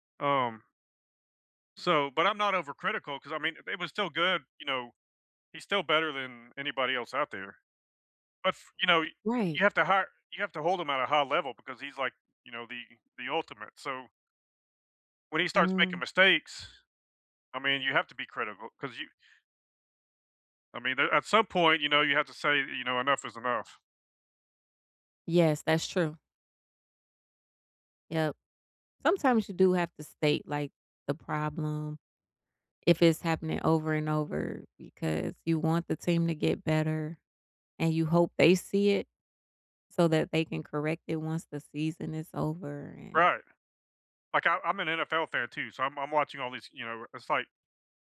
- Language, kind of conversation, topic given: English, unstructured, How do you balance being a supportive fan and a critical observer when your team is struggling?
- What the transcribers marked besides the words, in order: other background noise